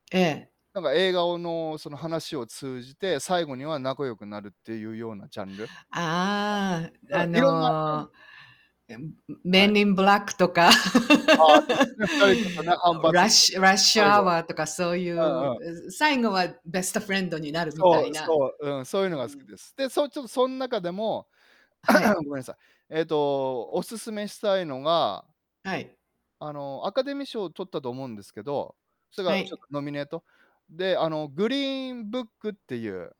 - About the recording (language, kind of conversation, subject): Japanese, unstructured, 好きな映画のジャンルは何ですか？
- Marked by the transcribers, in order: static; distorted speech; put-on voice: "Men in Black"; laugh; put-on voice: "Rush Rush Hour"; in English: "ベストフレンド"; throat clearing